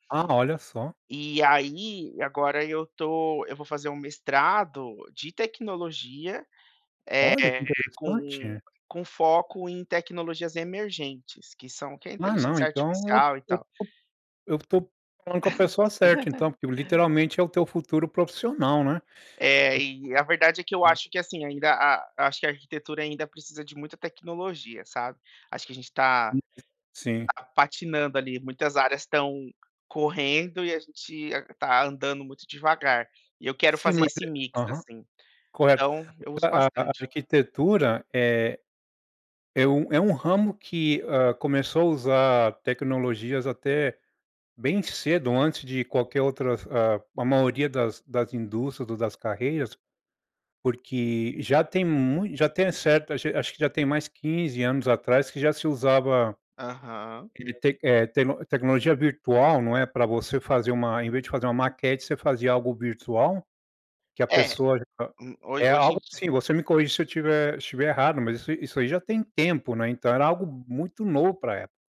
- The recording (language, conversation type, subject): Portuguese, podcast, Como a tecnologia mudou sua rotina diária?
- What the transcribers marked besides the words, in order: laugh; unintelligible speech; unintelligible speech